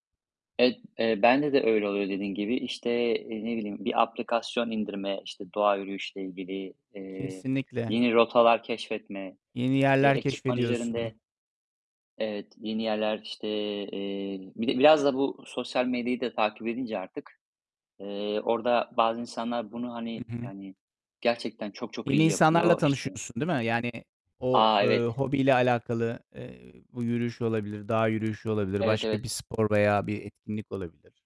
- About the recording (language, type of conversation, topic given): Turkish, unstructured, Hobiler insanların hayatında neden önemlidir?
- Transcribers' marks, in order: other background noise; distorted speech